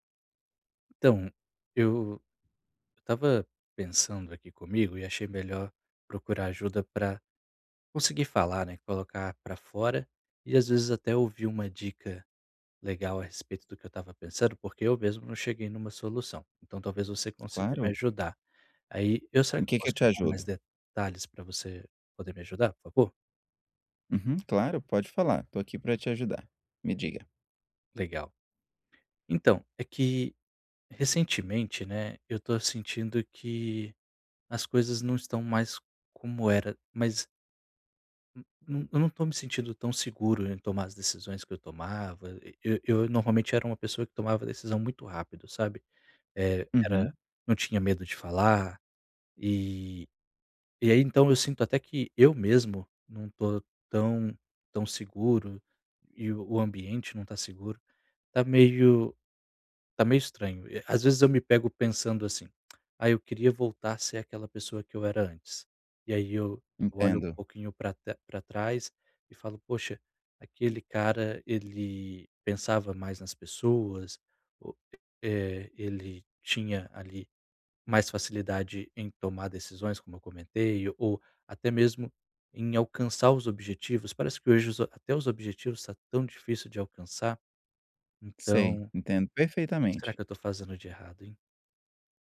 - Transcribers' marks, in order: tapping; tongue click
- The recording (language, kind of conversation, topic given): Portuguese, advice, Como posso voltar a sentir-me seguro e recuperar a sensação de normalidade?